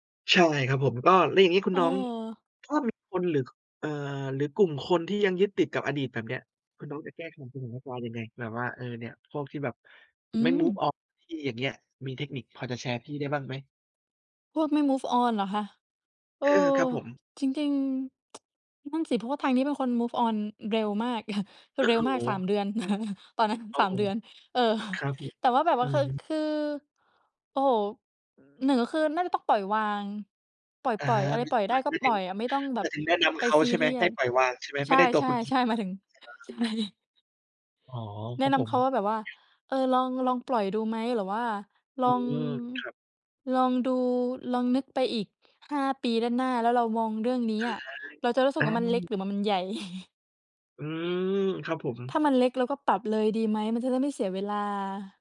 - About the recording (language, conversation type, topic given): Thai, unstructured, คุณคิดอย่างไรกับการนำประวัติศาสตร์มาใช้เป็นข้อแก้ตัวเพื่ออ้างความผิดในปัจจุบัน?
- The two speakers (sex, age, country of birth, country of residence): female, 20-24, Thailand, Belgium; male, 30-34, Thailand, Thailand
- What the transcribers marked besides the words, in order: other background noise; in English: "move on"; tapping; in English: "move on"; tsk; in English: "move on"; chuckle; chuckle; laughing while speaking: "ใช่"; chuckle